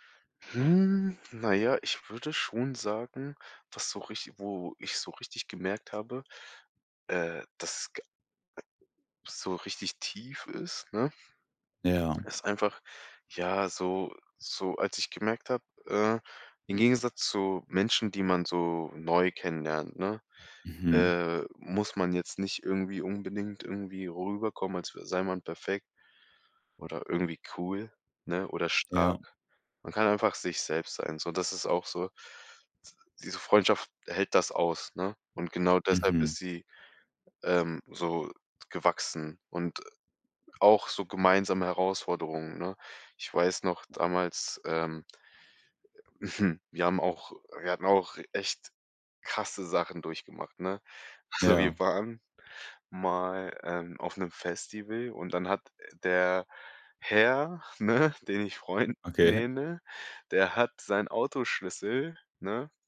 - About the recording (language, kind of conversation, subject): German, podcast, Welche Freundschaft ist mit den Jahren stärker geworden?
- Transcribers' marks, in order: chuckle; laughing while speaking: "ne"; laughing while speaking: "Freund"; laughing while speaking: "Okay"